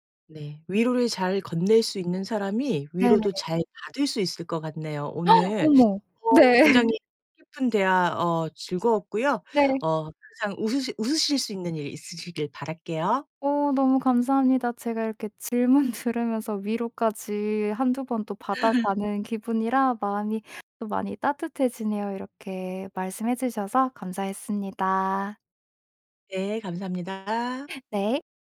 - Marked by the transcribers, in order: other background noise; gasp; background speech; laughing while speaking: "네"; tapping; laughing while speaking: "질문"; laugh
- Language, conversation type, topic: Korean, podcast, 힘들 때 가장 위로가 됐던 말은 무엇이었나요?